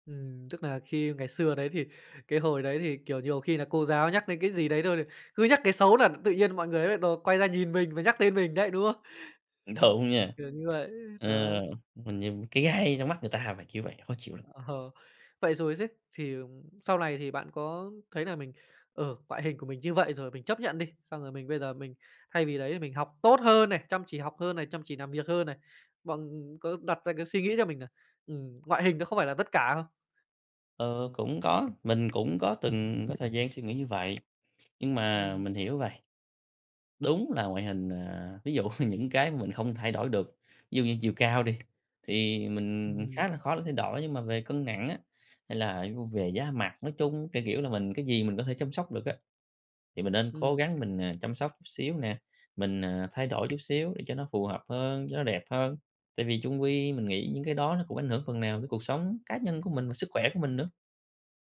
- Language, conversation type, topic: Vietnamese, podcast, Bạn thường xử lý những lời chê bai về ngoại hình như thế nào?
- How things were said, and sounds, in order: laughing while speaking: "Đúng"; other background noise; other noise; laughing while speaking: "Ờ"; "này" said as "lày"; "làm" said as "nàm"; tapping; laughing while speaking: "dụ"; unintelligible speech